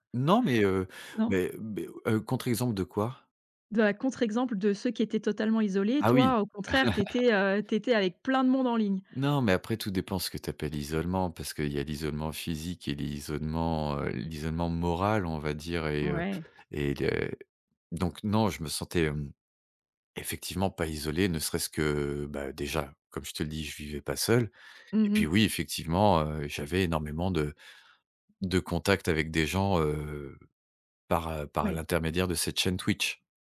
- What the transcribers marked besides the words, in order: laugh; stressed: "plein"
- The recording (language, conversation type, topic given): French, podcast, Comment la technologie change-t-elle tes relations, selon toi ?